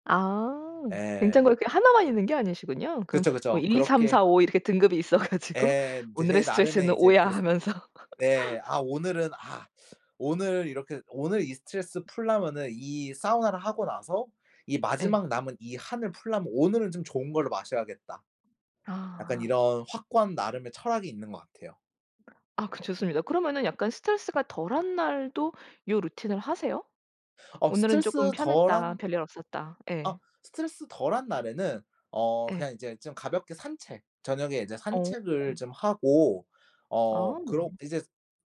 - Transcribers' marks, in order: laughing while speaking: "있어 가지고"; laugh; tapping; other background noise
- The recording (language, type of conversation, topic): Korean, podcast, 스트레스를 풀 때 주로 무엇을 하시나요?